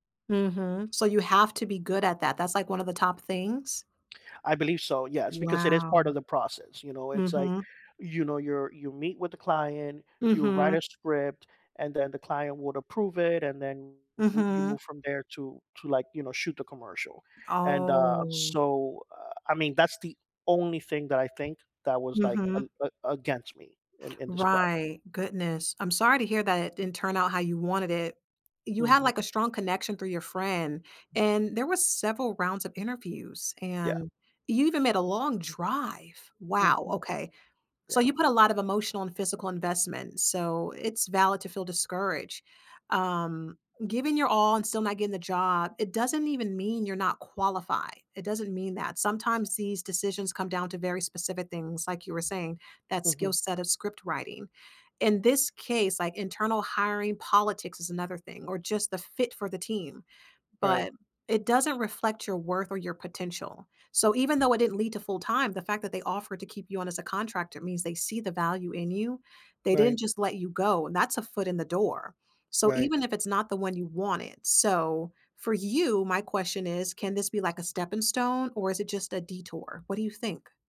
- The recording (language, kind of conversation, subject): English, advice, How do I recover my confidence and prepare better after a failed job interview?
- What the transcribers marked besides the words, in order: drawn out: "Oh"; stressed: "only"; other background noise